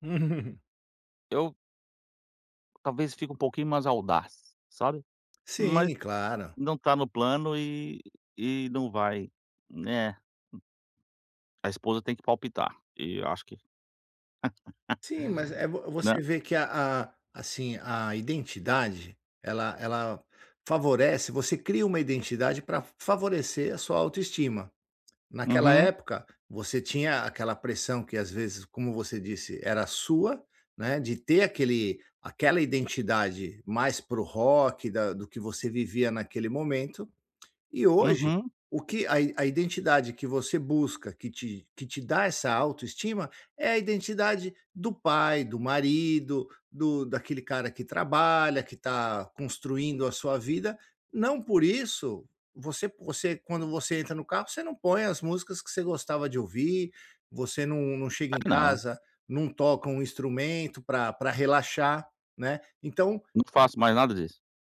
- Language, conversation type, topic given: Portuguese, advice, Como posso resistir à pressão social para seguir modismos?
- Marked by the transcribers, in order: other background noise; laugh